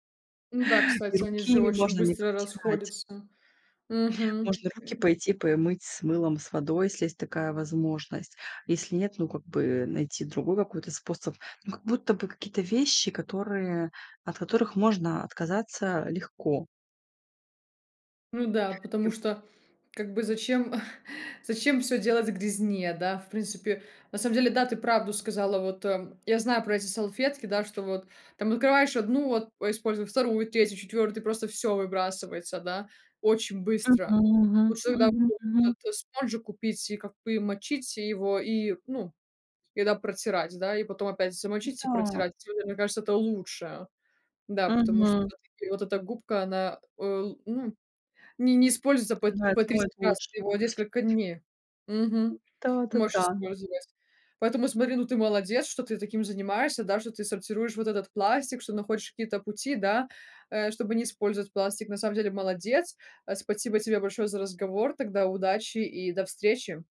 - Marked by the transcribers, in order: other background noise; chuckle; tapping; other noise
- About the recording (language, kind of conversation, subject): Russian, podcast, Что вы думаете о сокращении использования пластика в быту?